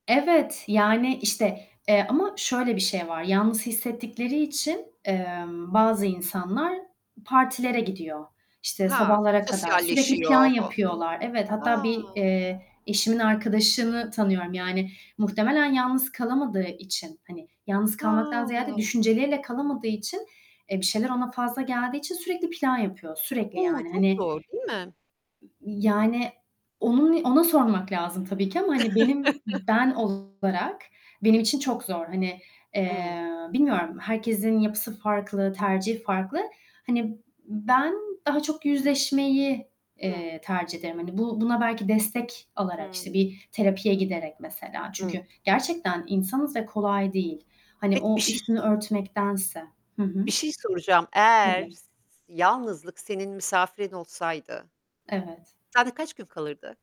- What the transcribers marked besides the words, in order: static; other background noise; distorted speech; unintelligible speech; chuckle
- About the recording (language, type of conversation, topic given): Turkish, podcast, Yalnızlık hissini azaltmak için neler işe yarar?